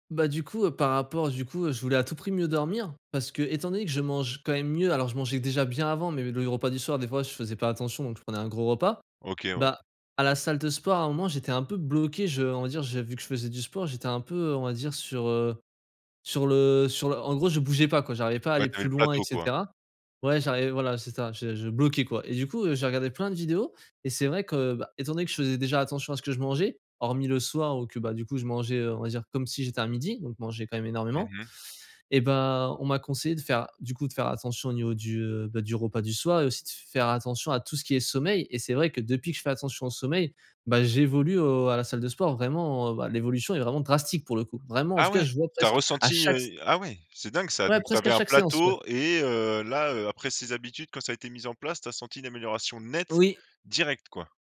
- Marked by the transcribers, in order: tapping; stressed: "drastique"; stressed: "nette, direct, quoi!"
- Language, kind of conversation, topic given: French, podcast, As-tu des rituels du soir pour mieux dormir ?